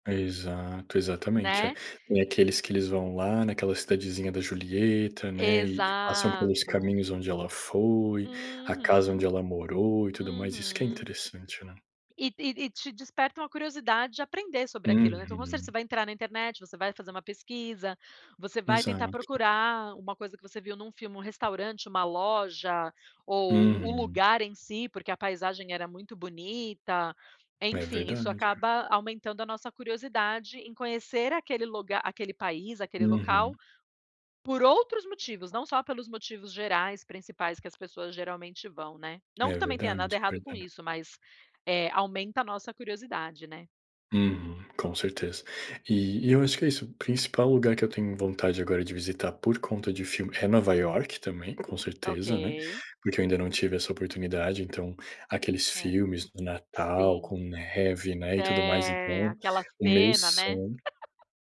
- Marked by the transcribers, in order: tapping; laugh
- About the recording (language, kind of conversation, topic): Portuguese, unstructured, Como o cinema pode ensinar sobre outras culturas?
- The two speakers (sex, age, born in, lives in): female, 40-44, Brazil, United States; male, 30-34, Brazil, Portugal